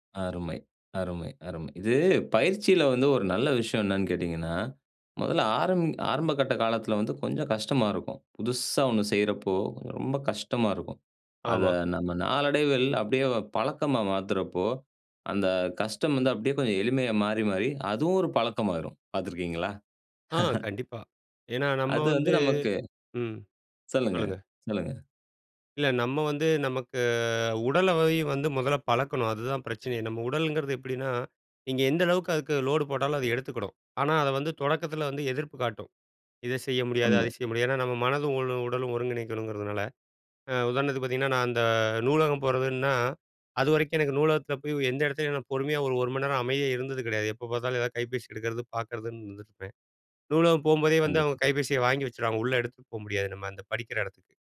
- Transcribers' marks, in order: chuckle; "உடல்லை" said as "உடல வை"
- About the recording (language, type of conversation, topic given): Tamil, podcast, காசில்லாமல் கற்றுக்கொள்வதற்கு என்னென்ன வழிகள் உள்ளன?